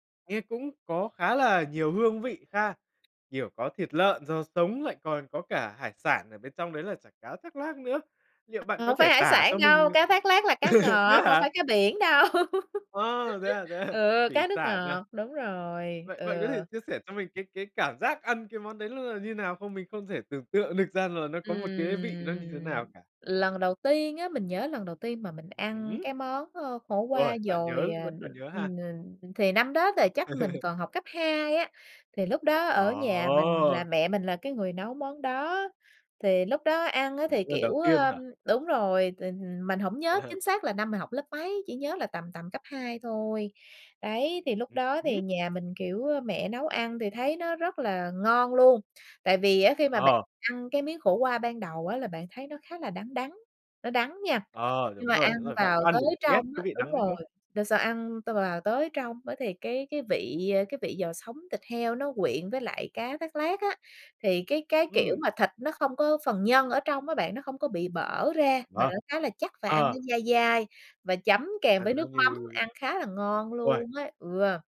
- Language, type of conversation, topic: Vietnamese, podcast, Những món ăn truyền thống nào không thể thiếu ở nhà bạn?
- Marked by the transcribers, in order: laugh; laughing while speaking: "à"; laugh; tapping; laugh; laugh; other background noise